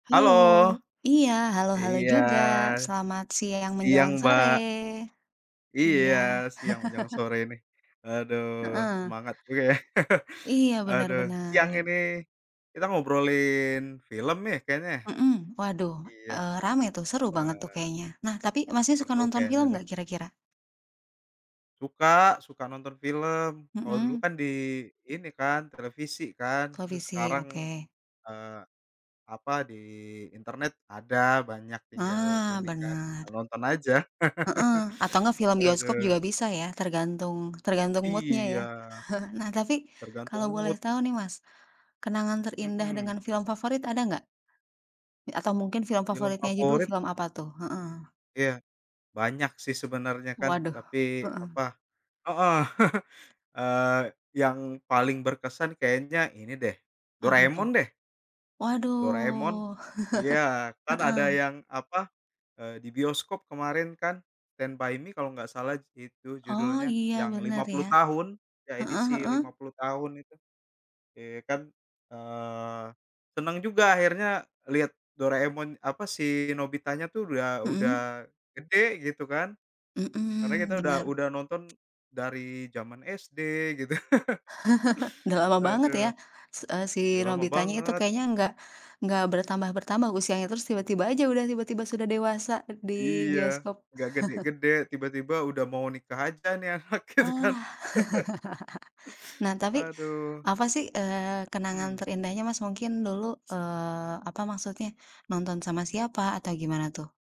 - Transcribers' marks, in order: other background noise; tapping; chuckle; laughing while speaking: "ya"; chuckle; chuckle; teeth sucking; in English: "mood-nya"; chuckle; in English: "mood"; laughing while speaking: "heeh"; chuckle; drawn out: "Waduh"; chuckle; laughing while speaking: "gitu"; chuckle; chuckle; laughing while speaking: "ini anak, gitu kan"; laugh; chuckle
- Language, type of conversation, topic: Indonesian, unstructured, Apa kenangan terindahmu tentang film favoritmu dulu?